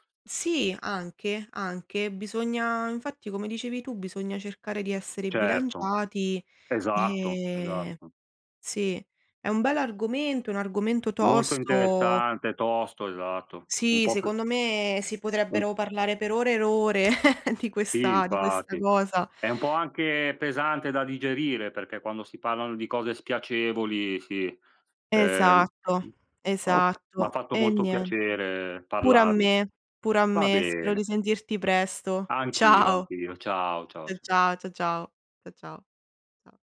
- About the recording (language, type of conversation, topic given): Italian, unstructured, Quali notizie di oggi ti rendono più felice?
- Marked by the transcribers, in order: other background noise; drawn out: "E"; tapping; chuckle; laughing while speaking: "Ciao"